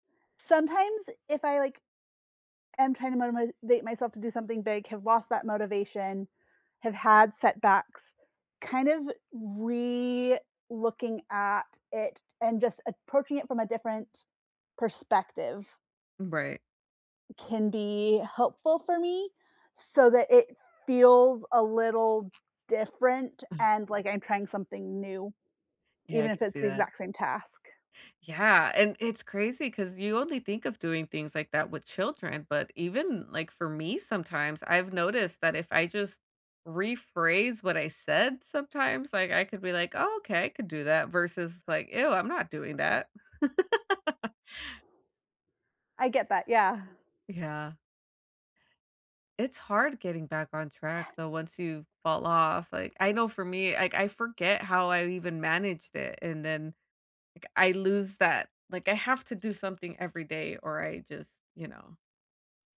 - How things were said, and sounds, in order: grunt; laugh; other background noise; laughing while speaking: "yeah"; "like" said as "ike"
- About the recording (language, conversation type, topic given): English, unstructured, How do you stay motivated when working toward a big goal?